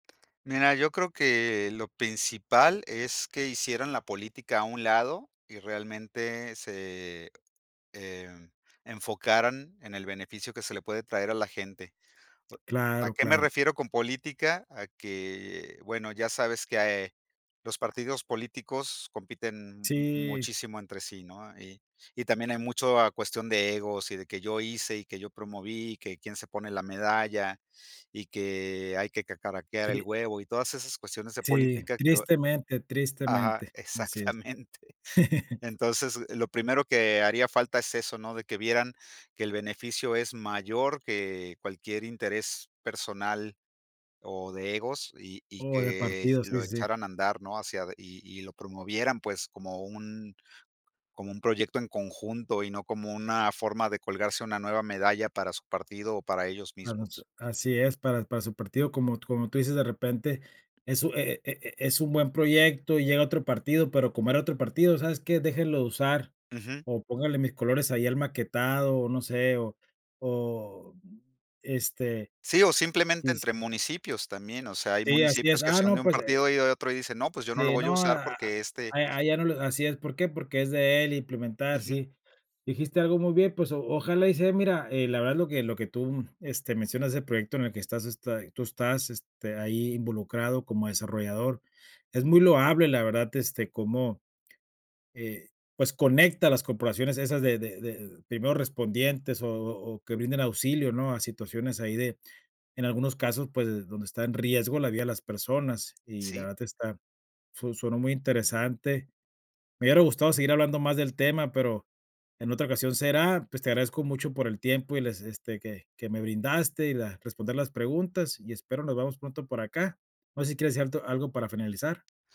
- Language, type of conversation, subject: Spanish, podcast, ¿Qué impacto tiene tu proyecto en otras personas?
- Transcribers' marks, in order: chuckle; laugh; other background noise; tapping; unintelligible speech